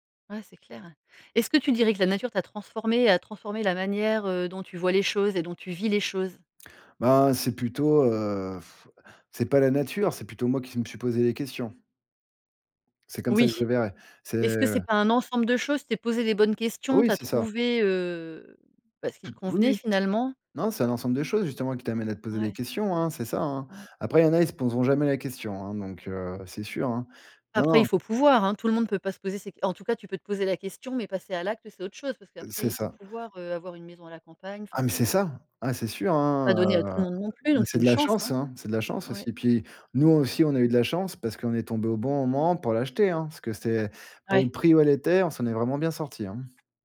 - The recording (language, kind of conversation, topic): French, podcast, Qu'est-ce que la nature t'apporte au quotidien?
- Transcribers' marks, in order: blowing; other background noise; stressed: "Oui"; stressed: "ça"; tapping; stressed: "chance"